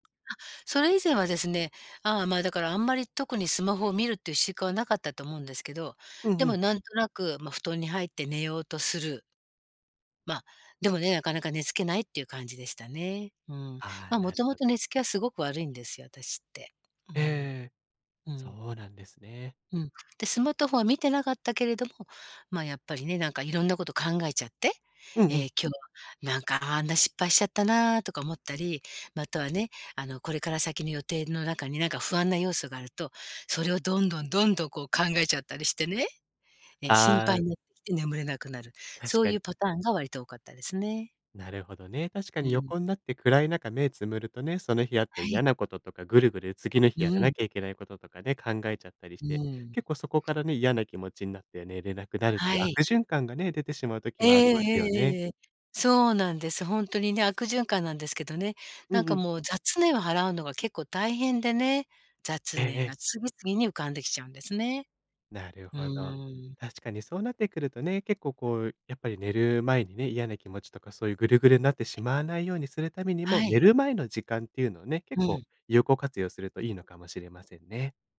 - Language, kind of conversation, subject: Japanese, advice, 夜にスマホを見てしまって寝付けない習慣をどうすれば変えられますか？
- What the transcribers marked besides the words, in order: tapping